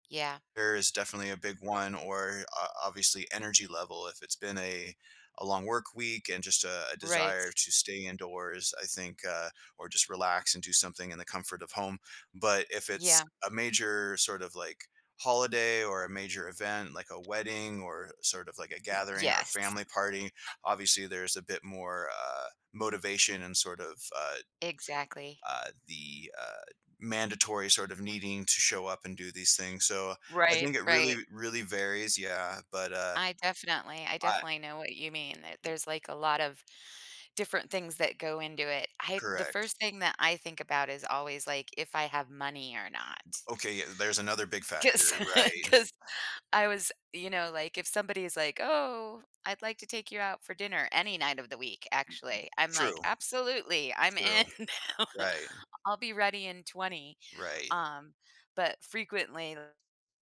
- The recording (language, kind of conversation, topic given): English, unstructured, What factors influence your decision to spend a weekend night at home or out?
- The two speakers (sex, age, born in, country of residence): female, 50-54, United States, United States; male, 40-44, Canada, United States
- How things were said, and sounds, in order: other background noise; tapping; laughing while speaking: "'Cause 'cause"; laughing while speaking: "in"; chuckle